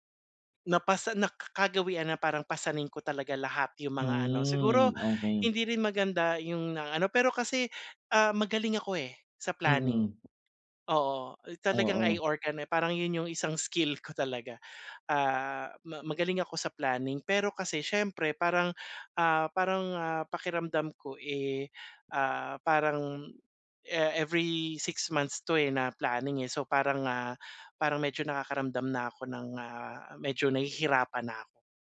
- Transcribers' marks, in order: none
- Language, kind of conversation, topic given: Filipino, advice, Paano ko mas mapapadali ang pagplano ng aking susunod na biyahe?